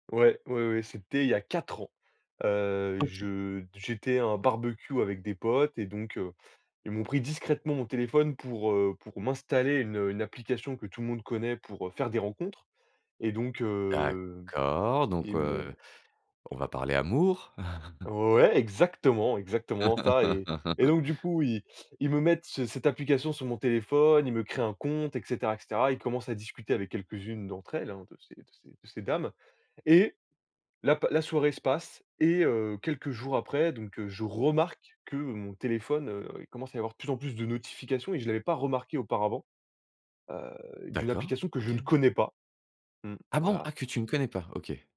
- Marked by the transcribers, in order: other background noise; chuckle; laugh
- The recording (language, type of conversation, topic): French, podcast, Quelle rencontre a changé ta façon de voir la vie ?